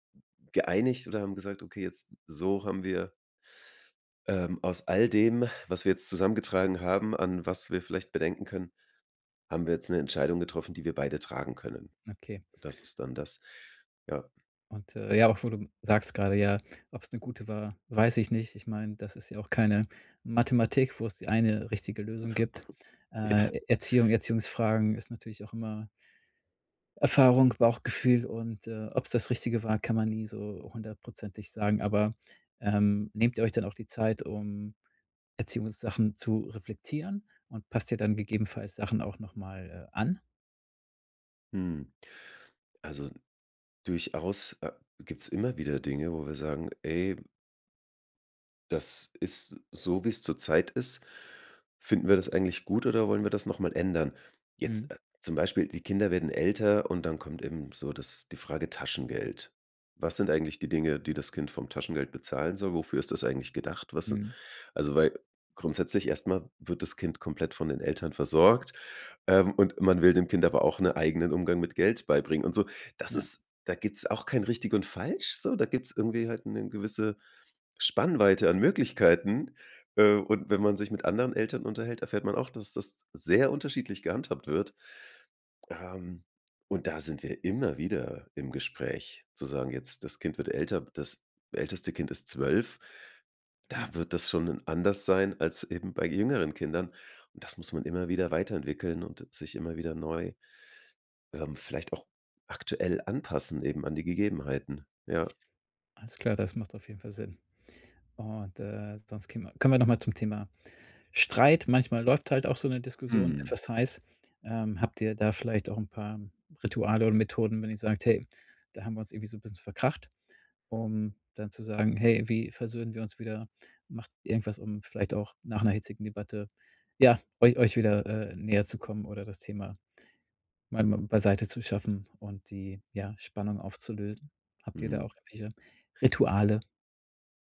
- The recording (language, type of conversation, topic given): German, podcast, Wie könnt ihr als Paar Erziehungsfragen besprechen, ohne dass es zum Streit kommt?
- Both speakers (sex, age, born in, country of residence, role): male, 35-39, Germany, Germany, guest; male, 35-39, Germany, Germany, host
- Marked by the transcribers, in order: other noise; laughing while speaking: "Ja"